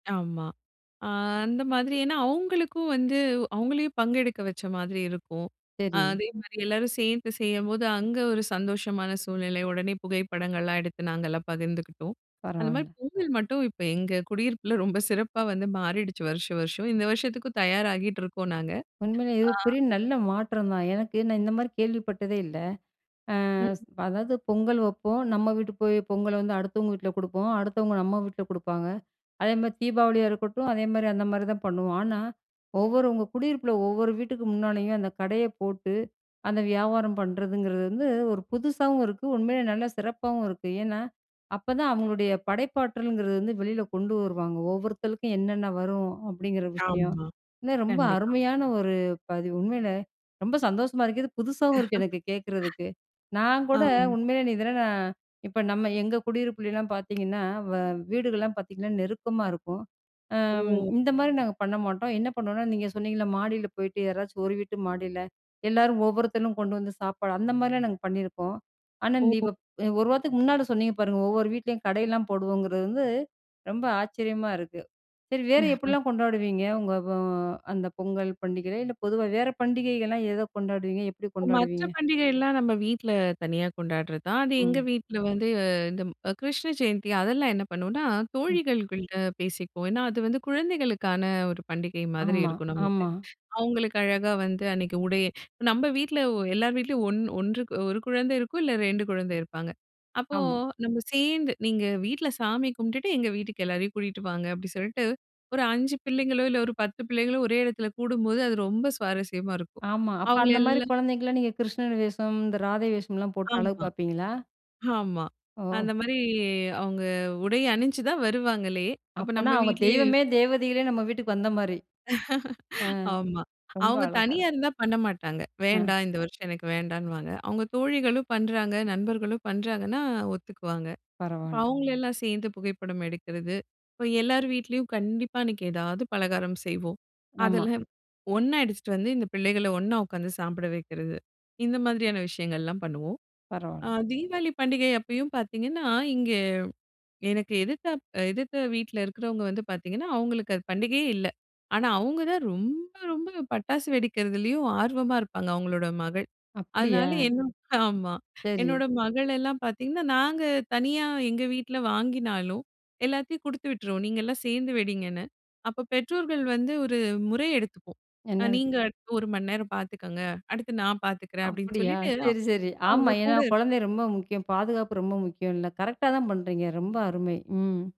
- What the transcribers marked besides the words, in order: drawn out: "அ"; chuckle; other noise; chuckle; drawn out: "அம்"; drawn out: "வந்து"; drawn out: "சேர்ந்து"; drawn out: "மாரி"; chuckle; drawn out: "பண்றாங்கன்னா"; in English: "கரெக்ட்டா"
- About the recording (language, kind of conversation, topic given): Tamil, podcast, பொதுவாக உங்கள் வீட்டில் பண்டிகைகளை எப்படி கொண்டாடுவீர்கள்?